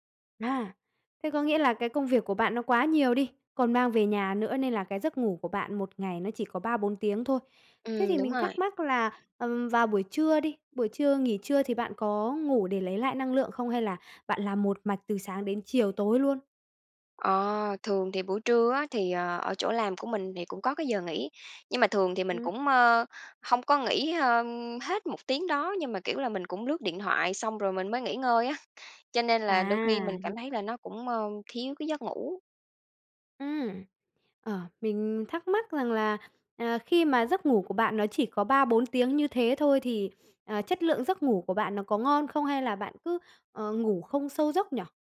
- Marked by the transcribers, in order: tapping; laughing while speaking: "á"; sniff
- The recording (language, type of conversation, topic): Vietnamese, advice, Làm thế nào để giảm tình trạng mất tập trung do thiếu ngủ?